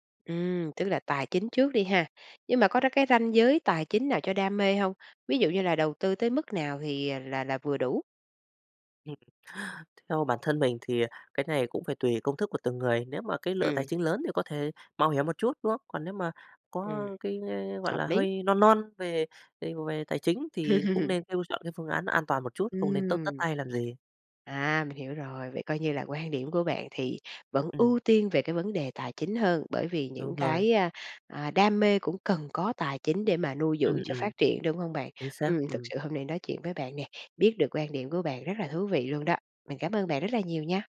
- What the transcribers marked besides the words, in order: tapping; unintelligible speech; chuckle; other background noise
- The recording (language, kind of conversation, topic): Vietnamese, podcast, Bạn cân bằng giữa đam mê và tiền bạc thế nào?